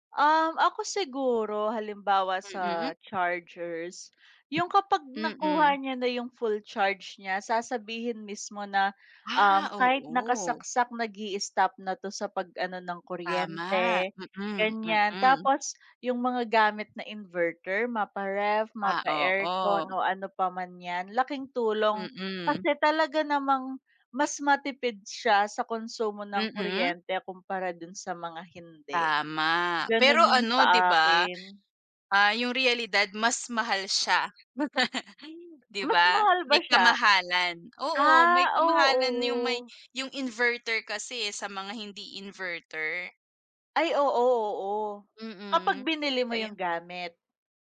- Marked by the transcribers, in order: tapping; in English: "inverter"; chuckle; in English: "inverter"; in English: "inverter"; other background noise
- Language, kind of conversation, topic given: Filipino, unstructured, Ano ang mga benepisyo ng pagkakaroon ng mga kagamitang pampatalino ng bahay sa iyong tahanan?